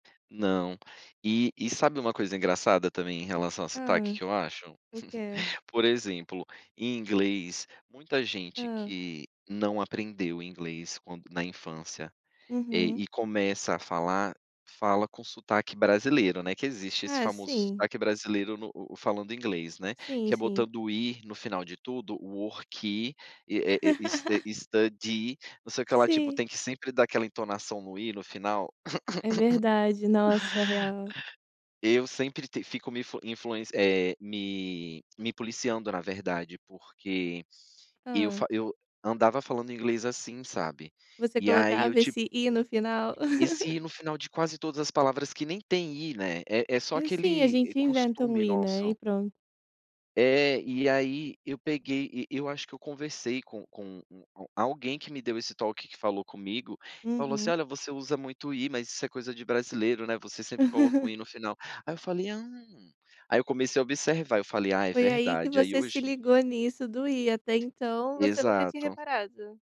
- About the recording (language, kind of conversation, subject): Portuguese, podcast, Como o modo de falar da sua família mudou ao longo das gerações?
- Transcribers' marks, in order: chuckle; laugh; laugh; laugh; laugh; tapping